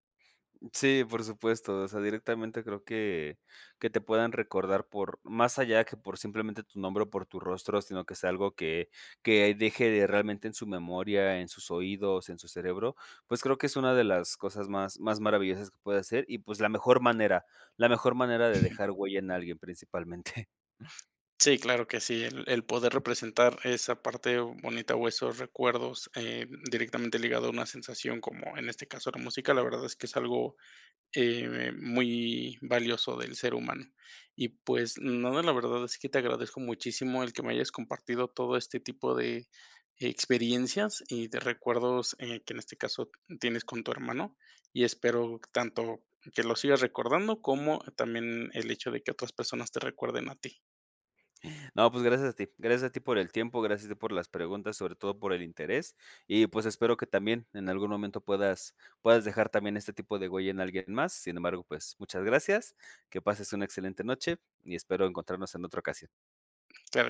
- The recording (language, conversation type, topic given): Spanish, podcast, ¿Qué canción o música te recuerda a tu infancia y por qué?
- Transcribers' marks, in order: other background noise; chuckle